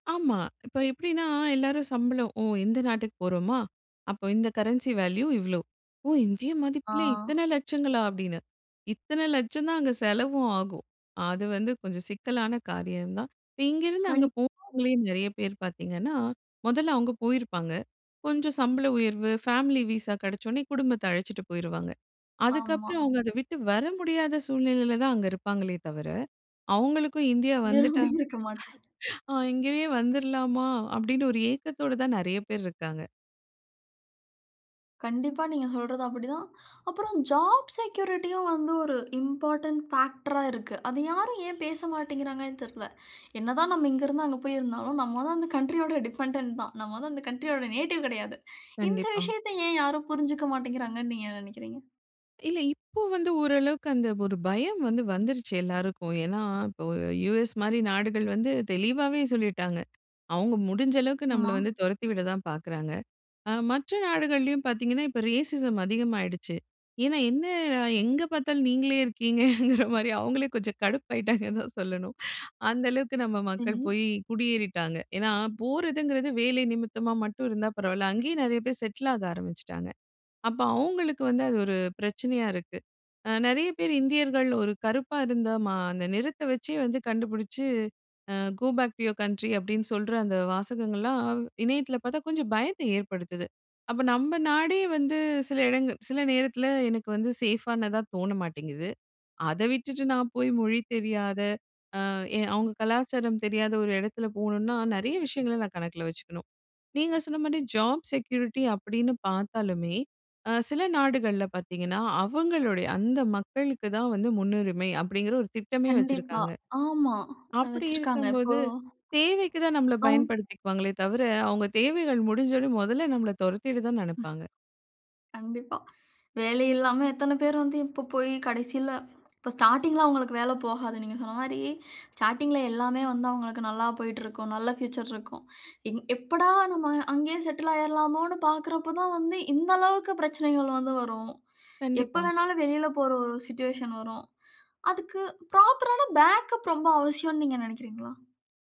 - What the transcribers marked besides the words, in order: in English: "கரன்சி வேல்யூ"; surprised: "ஓ! இந்திய மதிப்பில இத்தனை லட்சங்களா!"; other background noise; in English: "ஃபேமிலி வீசா"; background speech; laughing while speaking: "விரும்பி இருக்க மாட்டேன்"; other noise; laughing while speaking: "ஆ இங்கேயே வந்துறலாமா?"; in English: "ஜாப் செக்யூரிட்டியும்"; horn; "வந்து" said as "தான்"; in English: "டிஃபெண்டென்ட்"; in English: "நேட்டிவ்"; anticipating: "இந்த விஷயத்தை ஏன் யாரும் புரிஞ்சுக்கமாட்டிங்கிறாங்கன்னு நீங்க என்ன நெனைக்கிறீங்க?"; "ஆமா" said as "ம்மா"; in English: "ரேசிசம்"; laughing while speaking: "இருக்கீங்கங்கிற மாரி, அவங்களே கொஞ்சம் கடுப்பாகிட்டாங்கனு தான் சொல்லணும்"; "சரி" said as "தெனி"; in English: "கோ பேக் டூ யூவர் கண்ட்ரி"; in English: "ஜாப் செக்யூரிட்டி"; wind; anticipating: "அதுக்கு, ப்ராப்பர் ஆன பேக்கப் ரொம்ப அவசியம்ணு நீங்க நெனைக்கிறீங்களா?"
- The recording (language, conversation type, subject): Tamil, podcast, வெளிநாட்டுக்கு குடியேற முடிவு செய்வதற்கு முன் நீங்கள் எத்தனை காரணங்களை கணக்கில் எடுத்துக் கொள்கிறீர்கள்?